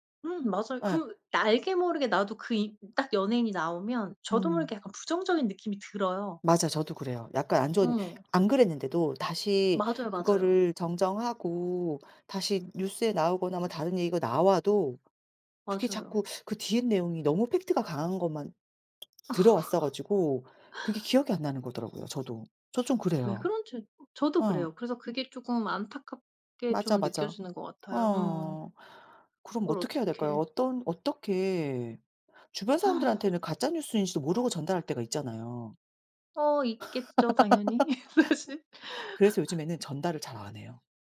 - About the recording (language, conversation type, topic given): Korean, unstructured, 가짜 뉴스와 잘못된 정보를 접했을 때 어떻게 사실 여부를 확인하고 대처하시나요?
- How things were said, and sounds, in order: other background noise; tapping; laugh; sigh; laugh; laughing while speaking: "사실"; laugh